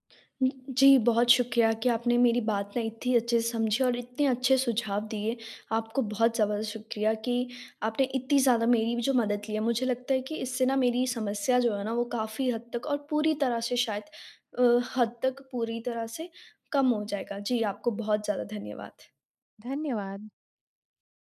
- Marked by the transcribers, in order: none
- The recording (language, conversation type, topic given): Hindi, advice, घर पर आराम करते समय बेचैनी और असहजता कम कैसे करूँ?